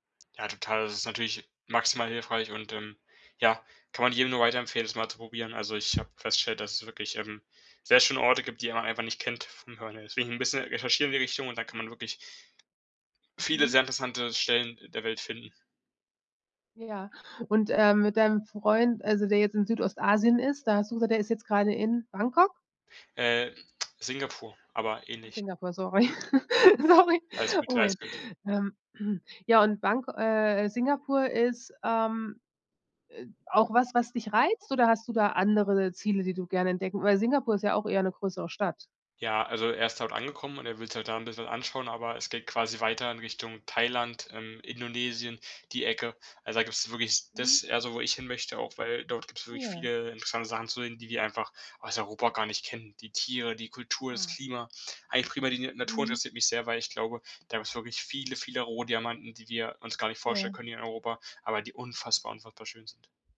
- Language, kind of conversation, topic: German, podcast, Wer hat dir einen Ort gezeigt, den sonst niemand kennt?
- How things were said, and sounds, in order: tongue click; chuckle; laughing while speaking: "Sorry. Oh, Mann"; throat clearing